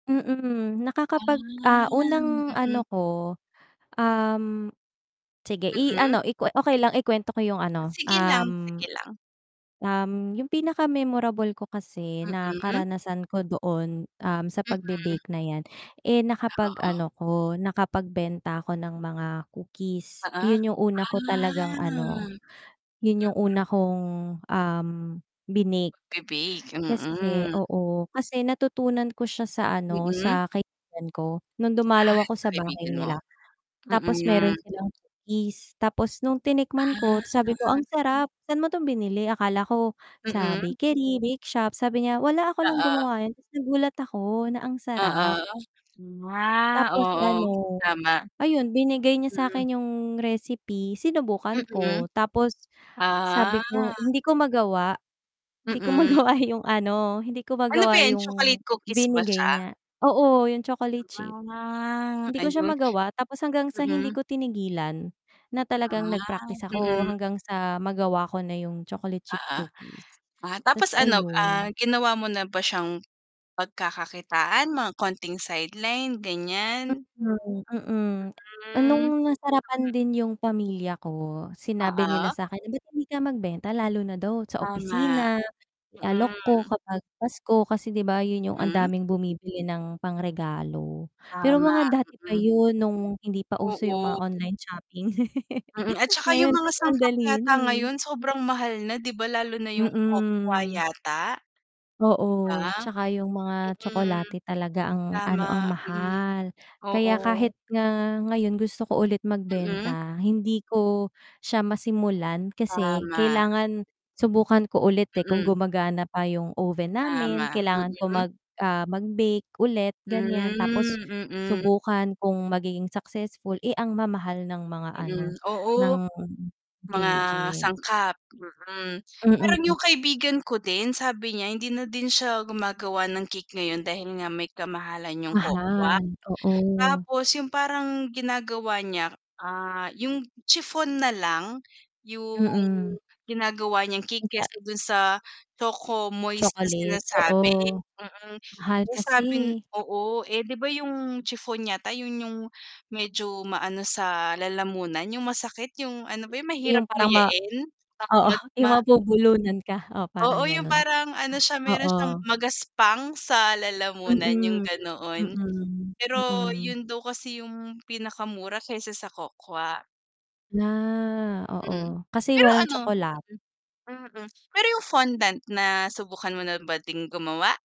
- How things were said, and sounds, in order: static; distorted speech; drawn out: "ah"; unintelligible speech; other background noise; drawn out: "nga"; background speech; drawn out: "ah"; laughing while speaking: "magawa"; drawn out: "Ah"; tapping; chuckle; unintelligible speech
- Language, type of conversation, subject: Filipino, unstructured, Ano ang pinaka-hindi mo malilimutang karanasan dahil sa isang libangan?